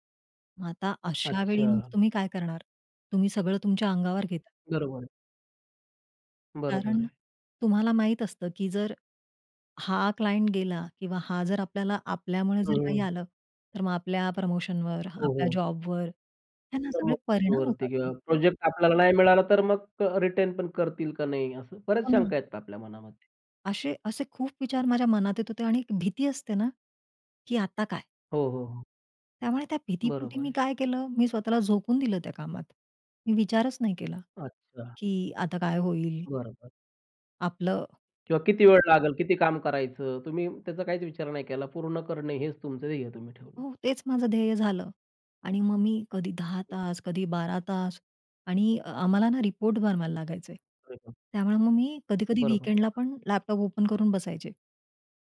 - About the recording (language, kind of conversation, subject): Marathi, podcast, मानसिक थकवा
- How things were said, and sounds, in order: in English: "क्लायंट"; other noise; in English: "वीकेंडलापण"; in English: "ओपन"